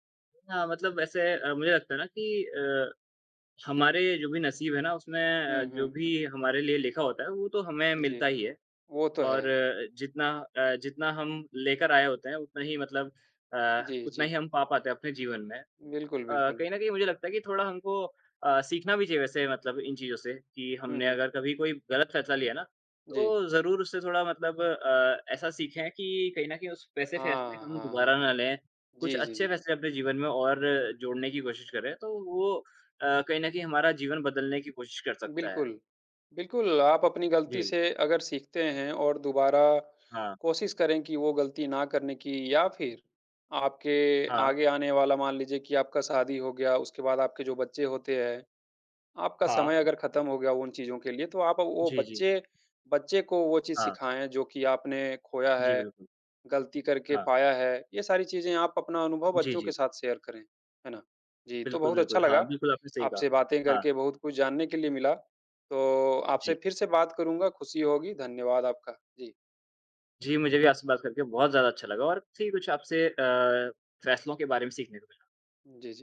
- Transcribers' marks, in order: in English: "शेयर"
- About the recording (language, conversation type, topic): Hindi, unstructured, आपके लिए सही और गलत का निर्णय कैसे होता है?
- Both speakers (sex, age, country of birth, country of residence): male, 20-24, India, India; male, 30-34, India, India